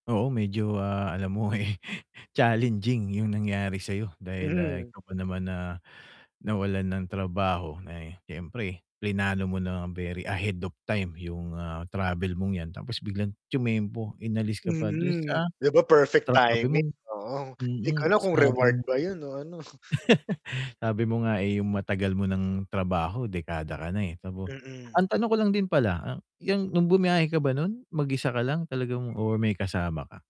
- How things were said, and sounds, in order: mechanical hum; laughing while speaking: "eh"; static; in English: "very ahead of time"; distorted speech; chuckle; scoff
- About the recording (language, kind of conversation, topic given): Filipino, advice, Paano ko haharapin ang kaba at takot tuwing naglalakbay ako?